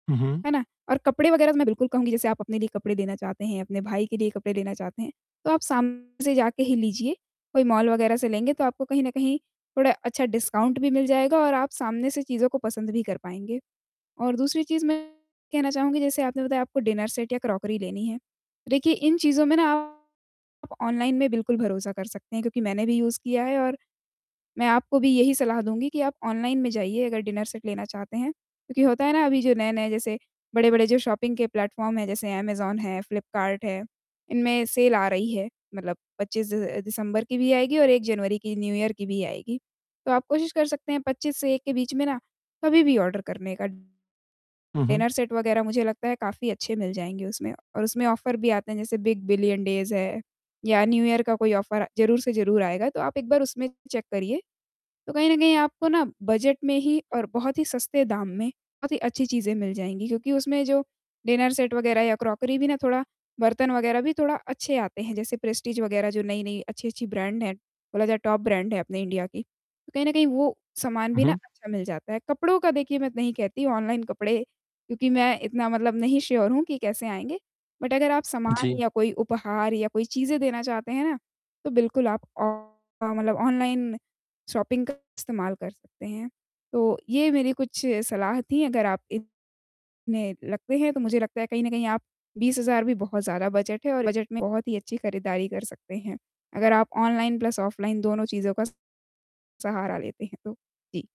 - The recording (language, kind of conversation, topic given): Hindi, advice, मैं सीमित बजट में कपड़े और उपहार अच्छे व समझदारी से कैसे खरीदूँ?
- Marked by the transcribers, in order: distorted speech; in English: "डिस्काउंट"; in English: "डिनर सेट"; in English: "क्रॉकरी"; in English: "यूज़"; in English: "डिनर सेट"; in English: "शॉपिंग"; in English: "प्लेटफ़ॉर्म"; in English: "सेल"; in English: "न्यू ईयर"; in English: "ऑर्डर"; in English: "डिनर सेट"; in English: "ऑफ़र"; in English: "बिग बिलियन डेज़"; in English: "न्यू ईयर"; in English: "ऑफ़र"; tapping; in English: "चेक"; in English: "डिनर सेट"; in English: "क्रॉकरी"; in English: "ब्रैन्ड"; in English: "टॉप ब्रैन्ड"; in English: "श्योर"; in English: "बट"; in English: "शॉपिंग"; in English: "प्लस"